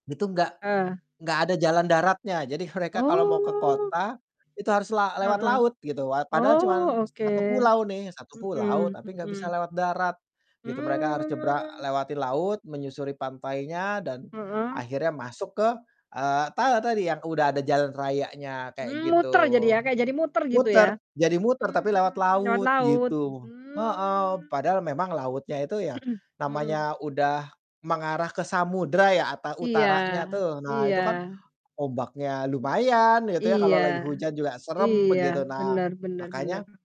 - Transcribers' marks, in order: mechanical hum; drawn out: "Oh"; drawn out: "Mmm"; "nyebrang" said as "jebrak"; drawn out: "Mmm"; throat clearing
- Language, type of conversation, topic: Indonesian, unstructured, Apa hal paling unik yang pernah kamu temui saat bepergian?